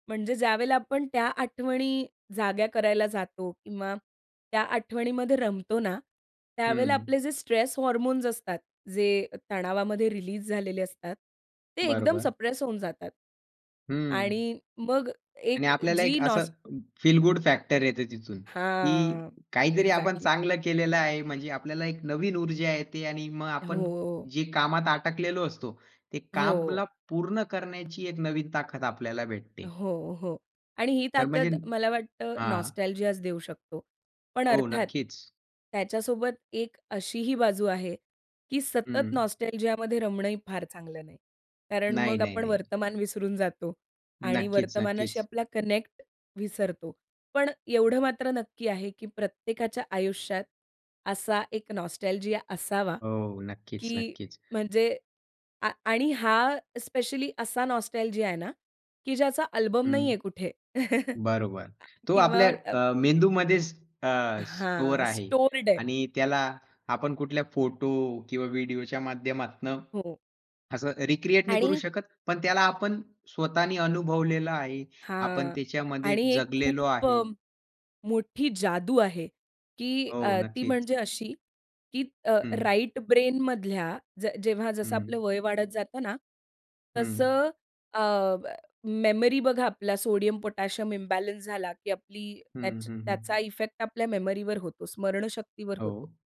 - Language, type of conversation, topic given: Marathi, podcast, नॉस्टॅल्जिया इतकं शक्तिशाली का वाटतं?
- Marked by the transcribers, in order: in English: "स्ट्रेस हार्मोन्स"; in English: "सप्रेस"; in English: "नॉस"; other background noise; in English: "फील गुड फॅक्टर"; drawn out: "हां"; in English: "एक्झॅक्टली"; in English: "नॉस्टॅल्जिया"; in English: "नॉस्टॅल्जियामध्ये"; in English: "कनेक्ट"; in English: "नॉस्टॅल्जिया"; in English: "नॉस्टॅल्जिया"; chuckle; tapping; in English: "राइट ब्रेनमधल्या"; in English: "सोडियम, पोटॅशियम इम्बॅलन्स"; in English: "इफेक्ट"